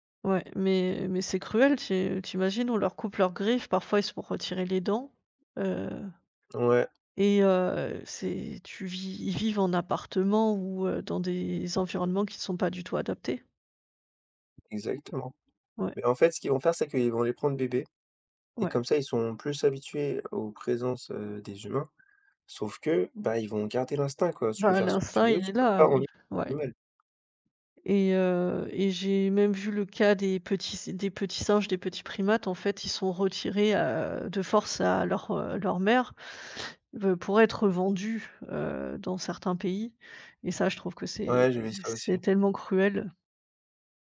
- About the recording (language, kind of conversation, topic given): French, unstructured, Qu’est-ce qui vous met en colère face à la chasse illégale ?
- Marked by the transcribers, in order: tapping